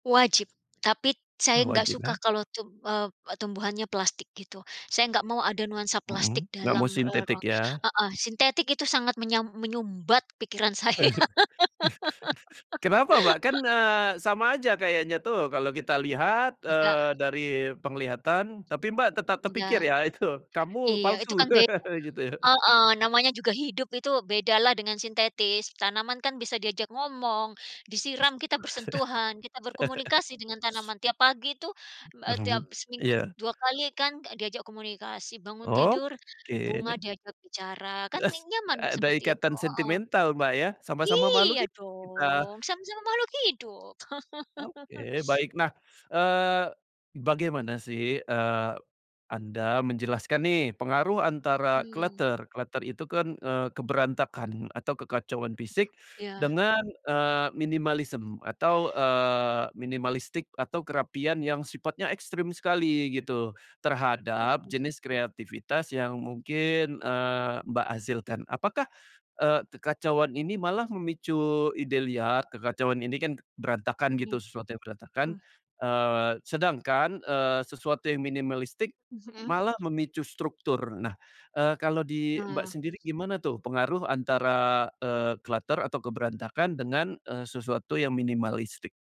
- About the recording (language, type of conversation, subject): Indonesian, podcast, Bagaimana lingkungan di sekitarmu memengaruhi aliran kreativitasmu?
- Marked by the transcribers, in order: tapping; laugh; laugh; laugh; laugh; unintelligible speech; chuckle; "sama" said as "sam"; laugh; in English: "clutter, clutter"; other background noise; in English: "minimalism"; in English: "minimalistic"; unintelligible speech; unintelligible speech; in English: "minimalistic"; in English: "clutter"; in English: "minimalistic?"